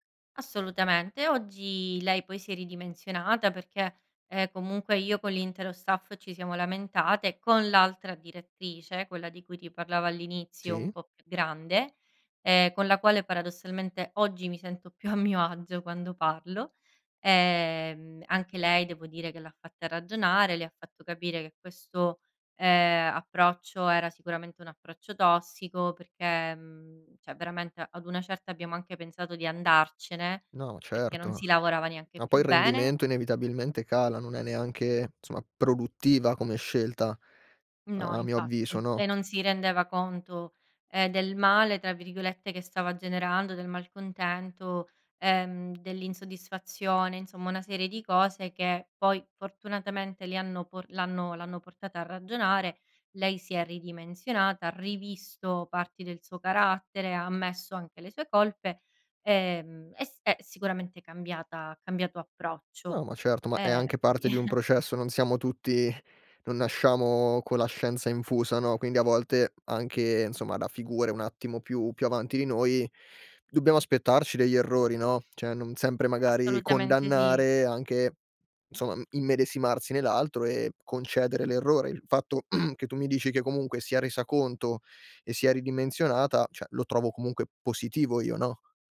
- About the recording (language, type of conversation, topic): Italian, podcast, Hai un capo che ti fa sentire subito sicuro/a?
- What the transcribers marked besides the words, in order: chuckle; laughing while speaking: "più a mio agio"; "cioè" said as "ceh"; "insomma" said as "nsomma"; chuckle; chuckle; "insomma" said as "nsomma"; "cioè" said as "ceh"; "insomma" said as "nsomma"; throat clearing; "cioè" said as "ceh"; other background noise